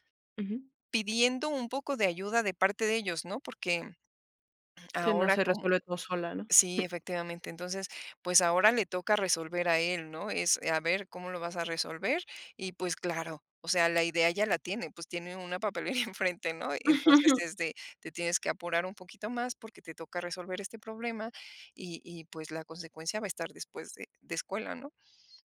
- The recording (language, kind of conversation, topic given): Spanish, podcast, ¿Cómo manejan las prisas de la mañana con niños?
- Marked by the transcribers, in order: chuckle